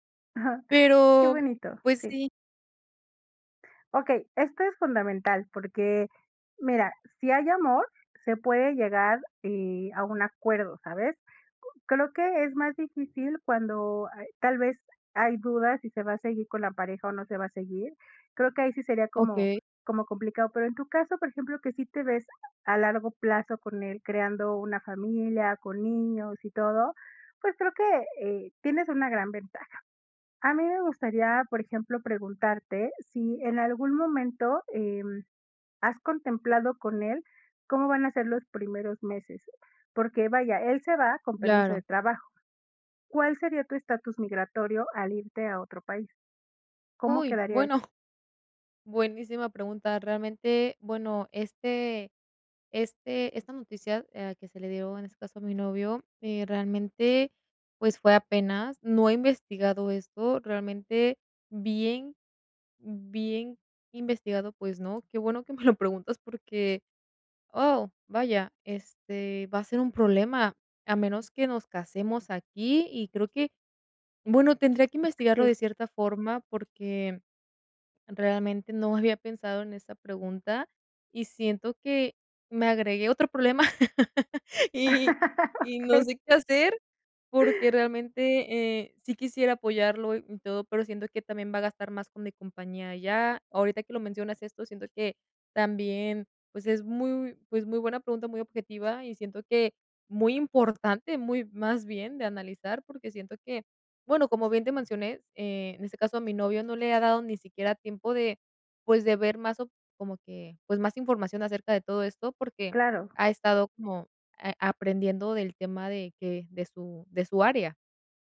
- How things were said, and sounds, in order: chuckle; laughing while speaking: "me lo preguntas"; other background noise; laughing while speaking: "y"; laughing while speaking: "Okey"; tapping
- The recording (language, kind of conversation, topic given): Spanish, advice, ¿Cómo puedo apoyar a mi pareja durante cambios importantes en su vida?
- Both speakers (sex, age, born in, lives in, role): female, 20-24, Mexico, Mexico, user; female, 40-44, Mexico, Mexico, advisor